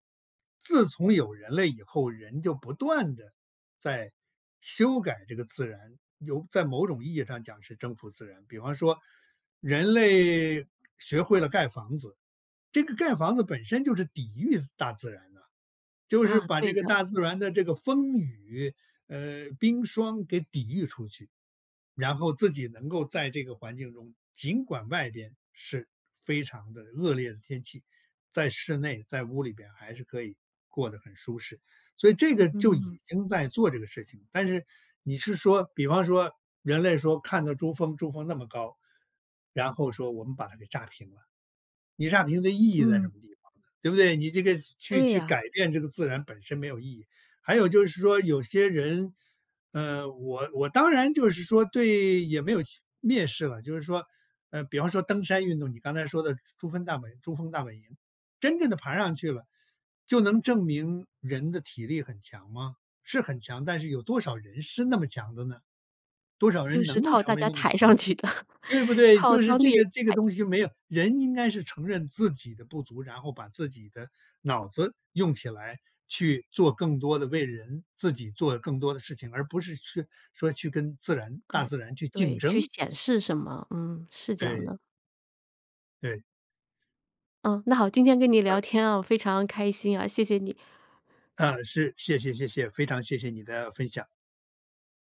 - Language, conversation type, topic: Chinese, podcast, 你觉得有哪些很有意义的地方是每个人都应该去一次的？
- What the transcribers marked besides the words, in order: other background noise; laughing while speaking: "抬上去的"